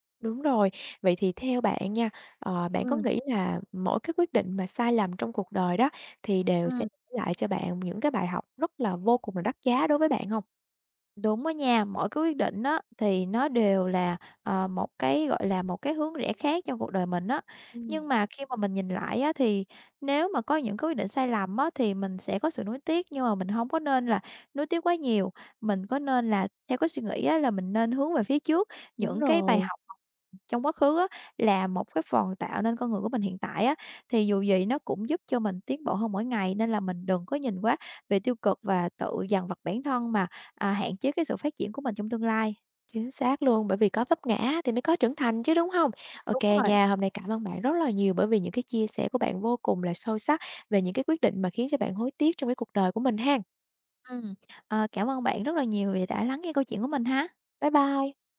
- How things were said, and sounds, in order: tapping
- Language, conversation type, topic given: Vietnamese, podcast, Bạn có thể kể về quyết định nào khiến bạn hối tiếc nhất không?